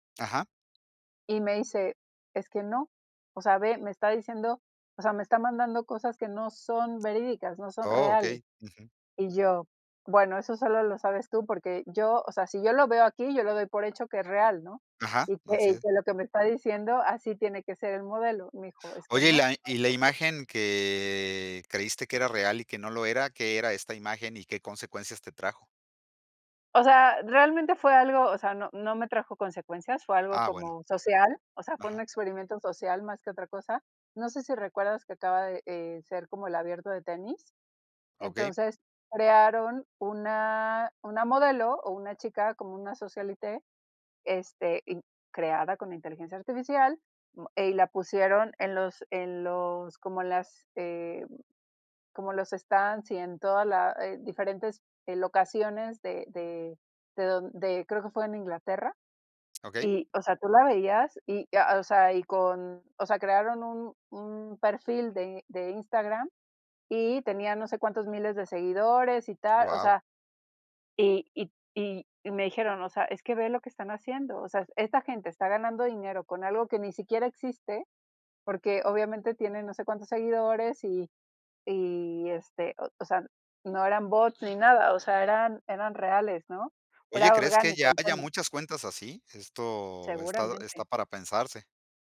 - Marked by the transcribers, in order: tapping; drawn out: "que"
- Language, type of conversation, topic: Spanish, podcast, ¿Cómo afecta el exceso de información a nuestras decisiones?